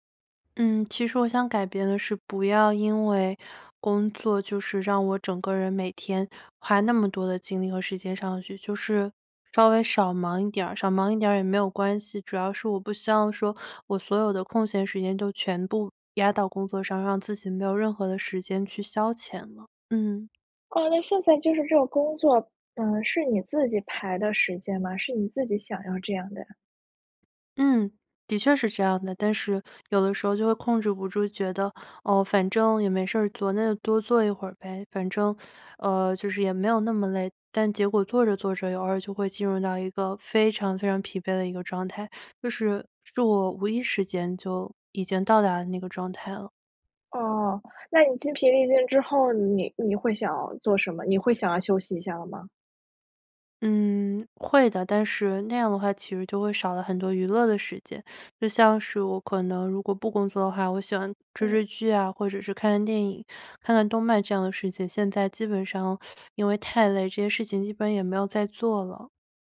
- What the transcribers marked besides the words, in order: teeth sucking; teeth sucking
- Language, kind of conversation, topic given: Chinese, advice, 休息时间被工作侵占让你感到精疲力尽吗？